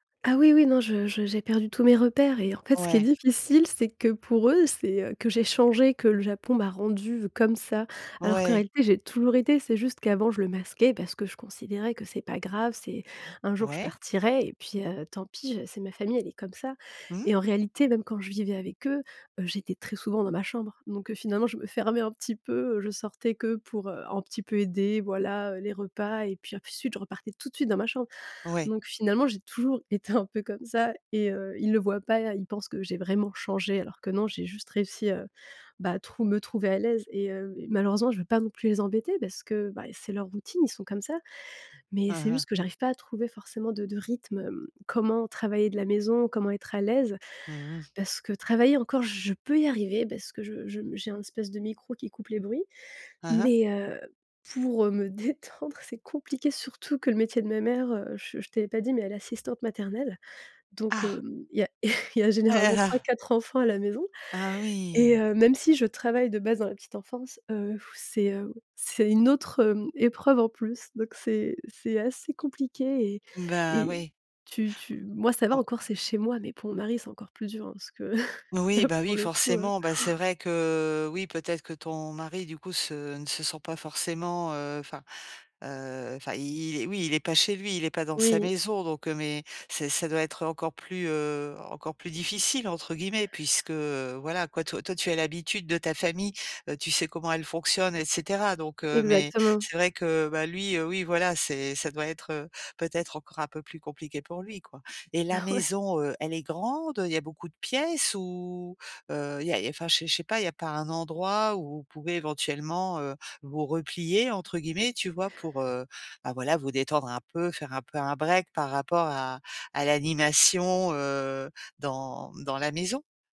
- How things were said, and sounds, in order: "ensuite" said as "apsuite"; laughing while speaking: "me détendre"; chuckle; chuckle; laughing while speaking: "Ah ouais"
- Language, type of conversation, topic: French, advice, Comment puis-je me détendre à la maison quand je n’y arrive pas ?